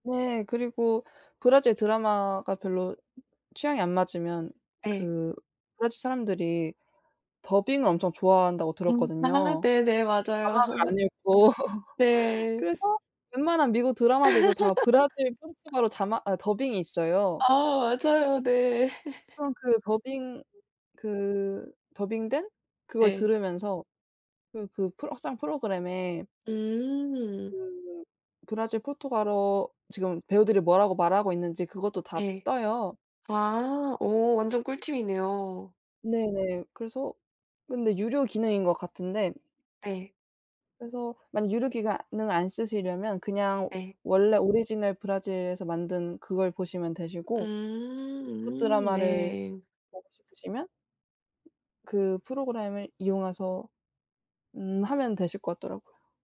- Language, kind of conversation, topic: Korean, unstructured, 요즘 공부할 때 가장 재미있는 과목은 무엇인가요?
- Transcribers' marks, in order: background speech; other background noise; tapping; laughing while speaking: "읽고"; laughing while speaking: "맞아요"; laugh; laugh